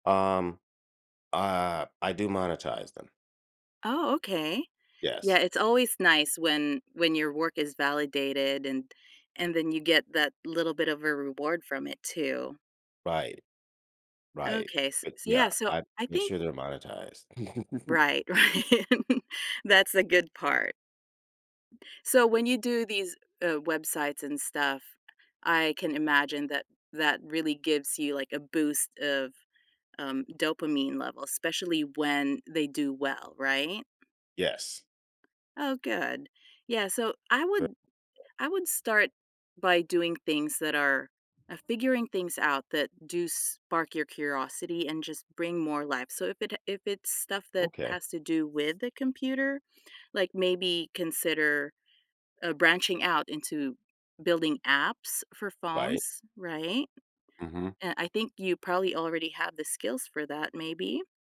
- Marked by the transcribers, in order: tapping; other background noise; laugh; laughing while speaking: "right"; laugh; background speech
- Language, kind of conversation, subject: English, advice, How can I break out of a joyless routine and start enjoying my days again?